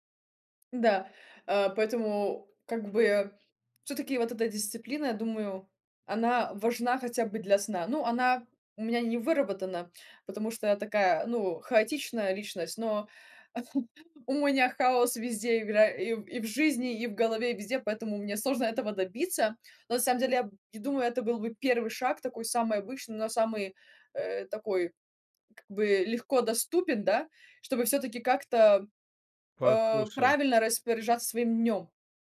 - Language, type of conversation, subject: Russian, podcast, Как ты находишь мотивацию не бросать новое дело?
- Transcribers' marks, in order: chuckle